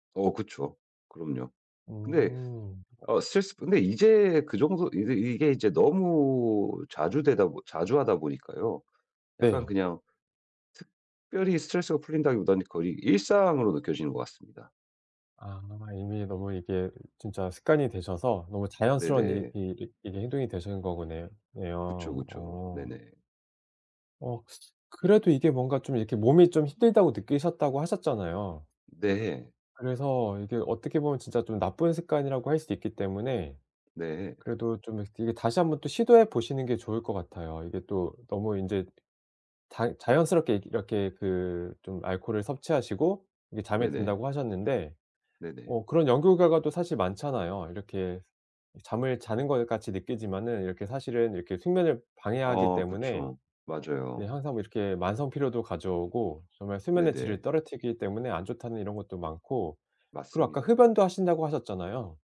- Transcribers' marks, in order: other background noise
- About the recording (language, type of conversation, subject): Korean, advice, 나쁜 습관을 다른 행동으로 바꾸려면 어떻게 시작해야 하나요?